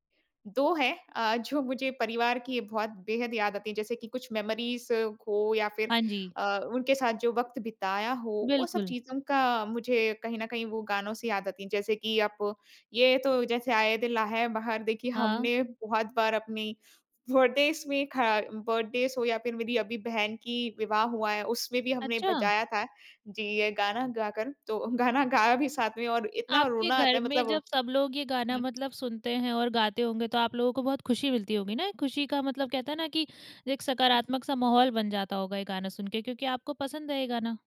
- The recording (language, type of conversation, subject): Hindi, podcast, कौन सा गीत या आवाज़ सुनते ही तुम्हें घर याद आ जाता है?
- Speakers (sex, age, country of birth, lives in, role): female, 20-24, India, India, host; female, 25-29, India, India, guest
- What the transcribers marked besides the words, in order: laughing while speaking: "जो"; in English: "मेमोरीज़"; in English: "बर्थडेज़"; in English: "बर्थडेज़"; surprised: "अच्छा!"; laughing while speaking: "गाना गाया भी साथ में"